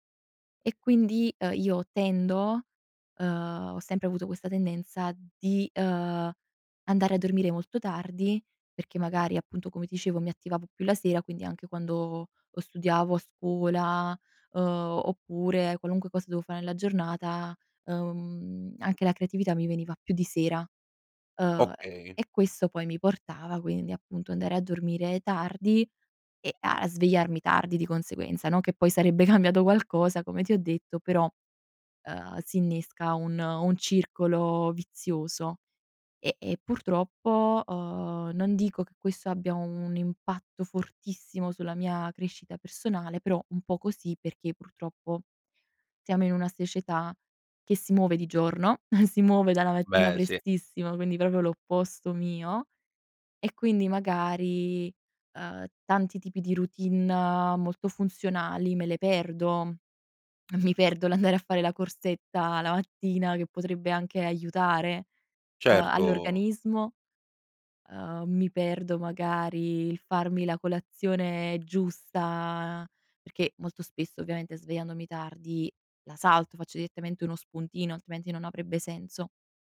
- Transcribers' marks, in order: laughing while speaking: "cambiato"; "società" said as "secietà"; chuckle; "proprio" said as "propio"
- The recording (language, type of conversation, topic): Italian, podcast, Che ruolo ha il sonno nella tua crescita personale?